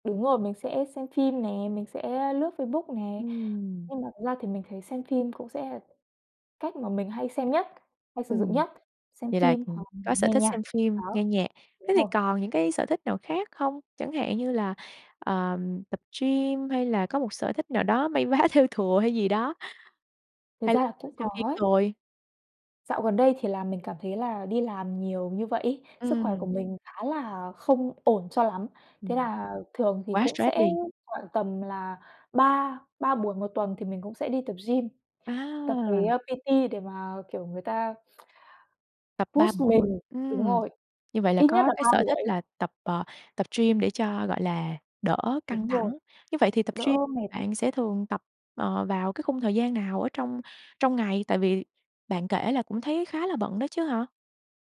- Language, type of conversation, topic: Vietnamese, podcast, Bạn cân bằng giữa sở thích và công việc như thế nào?
- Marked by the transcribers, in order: tapping; laughing while speaking: "may vá, thêu thùa"; other background noise; in English: "P-T"; in English: "push"